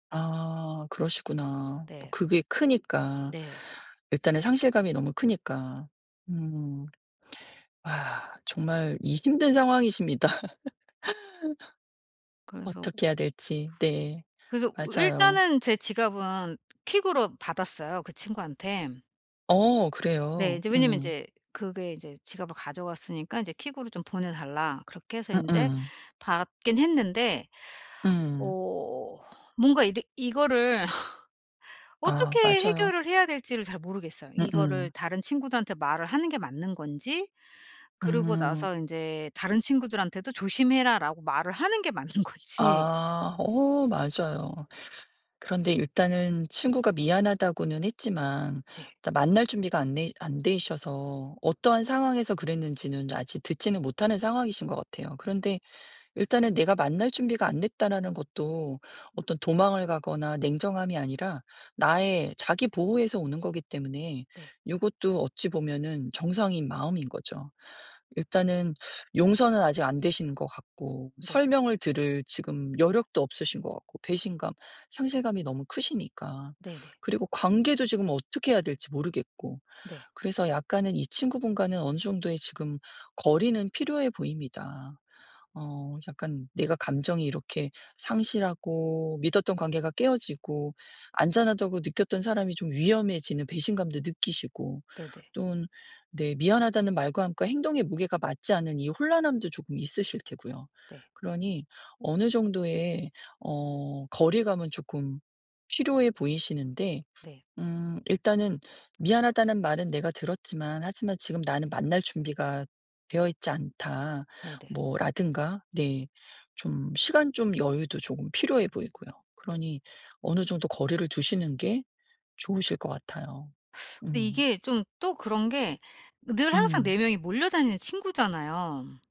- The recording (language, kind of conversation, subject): Korean, advice, 다른 사람을 다시 신뢰하려면 어디서부터 안전하게 시작해야 할까요?
- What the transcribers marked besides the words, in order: laughing while speaking: "상황이십니다"; laugh; other background noise; laughing while speaking: "맞는 건지"; tapping